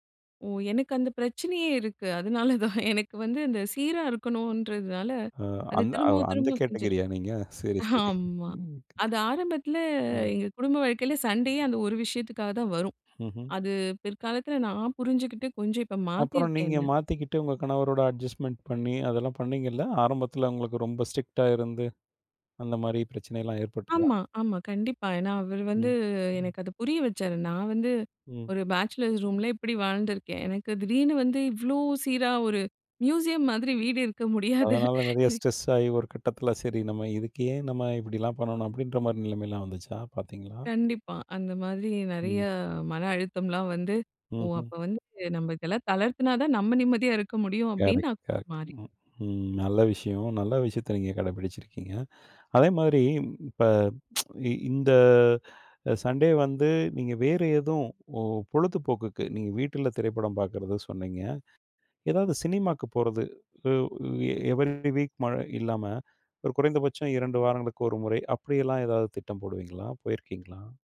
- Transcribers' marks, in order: laughing while speaking: "அதனால தான்"; laughing while speaking: "ஆமா"; drawn out: "ஆரம்பத்தில"; other noise; in English: "அட்ஜஸ்ட்மென்ட்"; in English: "ஸ்ட்ரிக்ட்டா"; in English: "பேச்சலர்ஸ் ரூம்ல"; in English: "மியூசியம்"; laughing while speaking: "இருக்க முடியாது"; in English: "ஸ்ட்ரெஸ்"; in English: "கரெக்ட், கரெக்ட்"; tsk; in English: "சண்டே"; in English: "சினிமாவுக்கு"; in English: "எவரி டே வீக்"
- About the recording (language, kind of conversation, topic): Tamil, podcast, உங்கள் ஞாயிற்றுக்கிழமை சுத்தம் செய்யும் நடைமுறையை நீங்கள் எப்படி திட்டமிட்டு அமைத்துக்கொள்கிறீர்கள்?